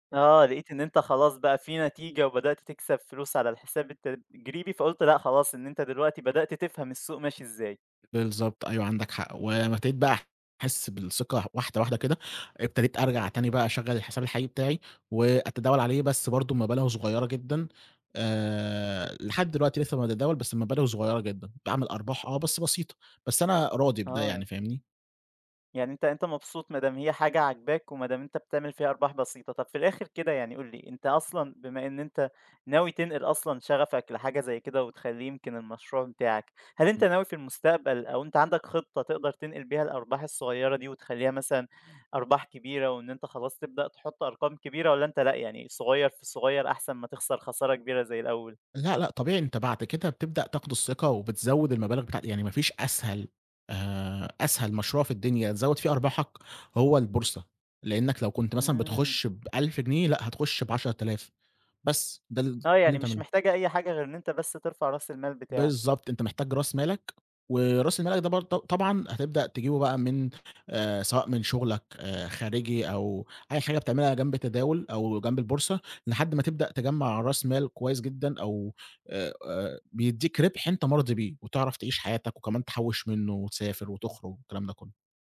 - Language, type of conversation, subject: Arabic, podcast, إزاي بدأت مشروع الشغف بتاعك؟
- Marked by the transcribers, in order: tapping; "مَالك" said as "المَالَك"